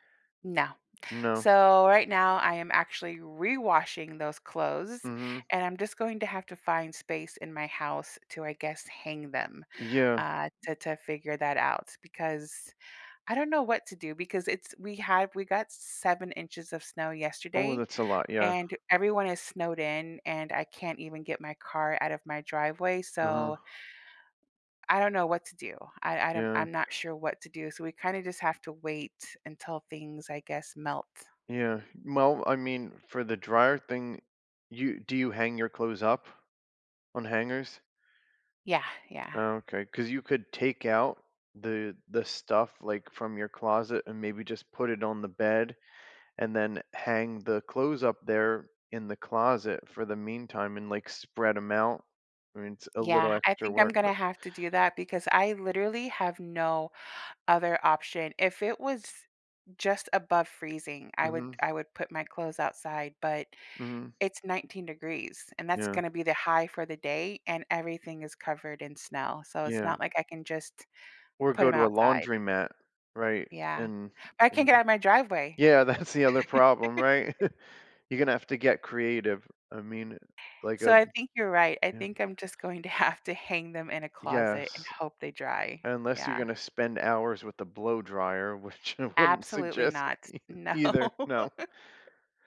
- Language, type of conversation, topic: English, unstructured, How are small daily annoyances kept from ruining one's mood?
- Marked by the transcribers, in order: stressed: "rewashing"; other background noise; tapping; background speech; laughing while speaking: "that's"; laugh; chuckle; laughing while speaking: "have"; laughing while speaking: "which I wouldn't suggest ei either"; laughing while speaking: "no"; laugh